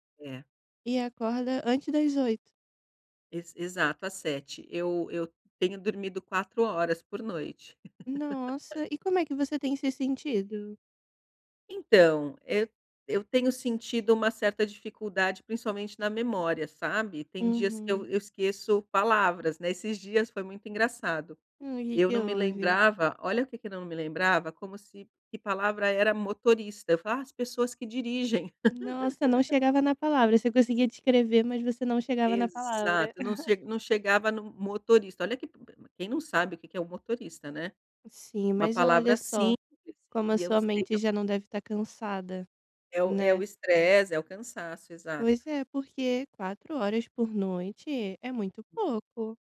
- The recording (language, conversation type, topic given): Portuguese, advice, Por que não consigo relaxar depois de um dia estressante?
- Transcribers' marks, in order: laugh; laugh; laugh